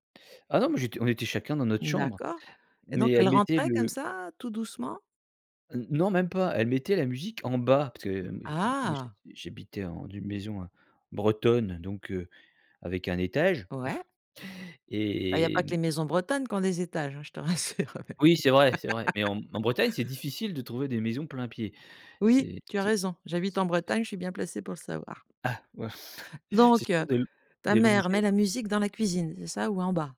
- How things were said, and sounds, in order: stressed: "bas"; chuckle; drawn out: "et"; tapping; laughing while speaking: "je te rassure"; laugh; chuckle
- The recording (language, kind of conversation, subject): French, podcast, Quelle chanson te rappelle ton enfance ?
- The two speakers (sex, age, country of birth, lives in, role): female, 50-54, France, France, host; male, 45-49, France, France, guest